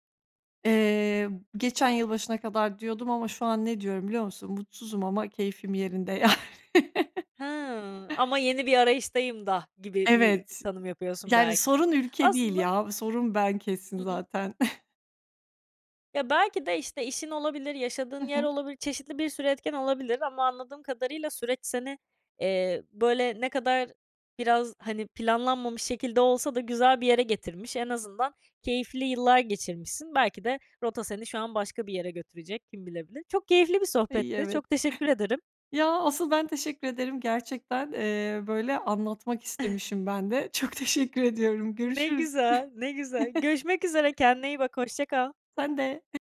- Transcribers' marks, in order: laughing while speaking: "yani"; tapping; chuckle; joyful: "Ay evet"; chuckle; joyful: "Ne güzel ne güzel görüşmek üzere kendine iyi bak hoşça kal"; chuckle; joyful: "Sen de"
- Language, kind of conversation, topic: Turkish, podcast, Taşınmak hayatını nasıl değiştirdi, anlatır mısın?